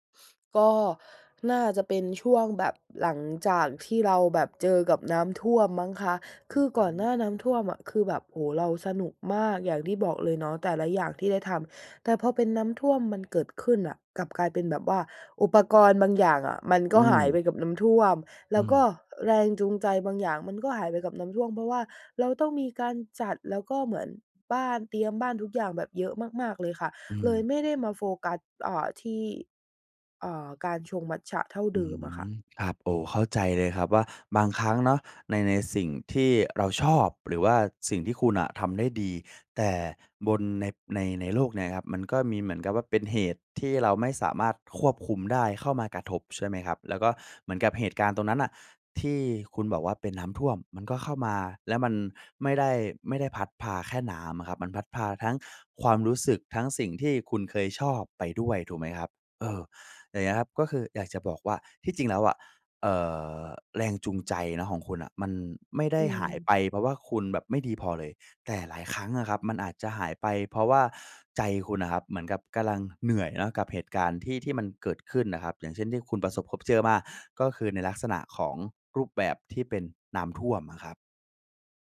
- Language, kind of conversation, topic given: Thai, advice, ฉันเริ่มหมดแรงจูงใจที่จะทำสิ่งที่เคยชอบ ควรเริ่มทำอะไรได้บ้าง?
- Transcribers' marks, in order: none